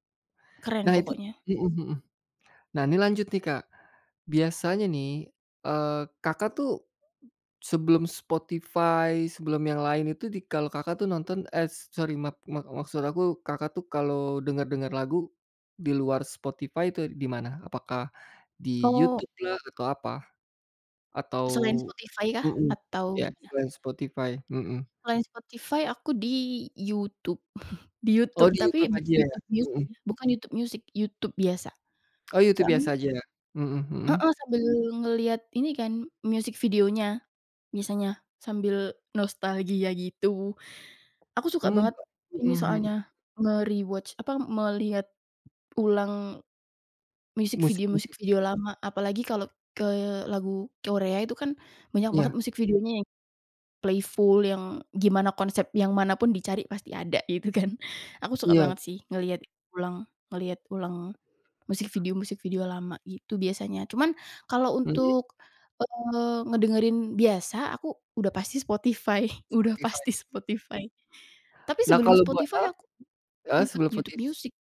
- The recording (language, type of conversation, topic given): Indonesian, podcast, Bagaimana kamu tetap terbuka terhadap musik baru?
- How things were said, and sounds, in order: other background noise; in English: "sorry"; chuckle; in English: "music"; in English: "me-rewatch"; tapping; in English: "music, music"; in English: "playful"; in English: "music"; in English: "music"; laughing while speaking: "Spotify udah pasti Spotify"; in English: "footage"